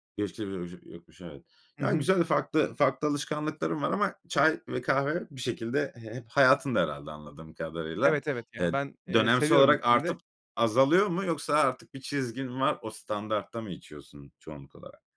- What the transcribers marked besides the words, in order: other background noise
- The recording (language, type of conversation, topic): Turkish, podcast, Kahve veya çay demleme ritüelin nasıl?